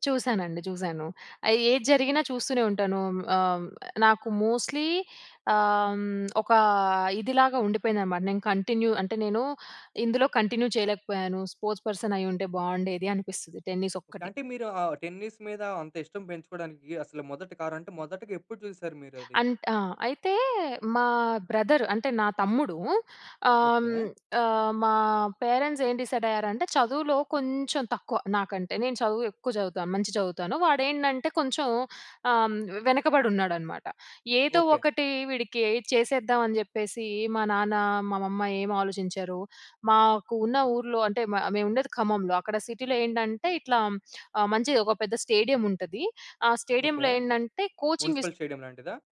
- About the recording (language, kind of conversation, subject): Telugu, podcast, చిన్నప్పుడే మీకు ఇష్టమైన ఆట ఏది, ఎందుకు?
- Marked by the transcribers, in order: in English: "మోస్ట్‌లీ"; in English: "కంటిన్యూ"; in English: "కంటిన్యూ"; in English: "స్పోర్ట్స్ పర్సన్"; in English: "టెన్నిస్"; in English: "టెన్నిస్"; in English: "బ్రదర్"; in English: "పేరెంట్స్"; in English: "డిసైడ్"; in English: "సిటీలో"; in English: "స్టేడియం"; in English: "స్టేడియంలో"; in English: "మున్సిపల్ స్టేడియం"; in English: "కోచింగ్"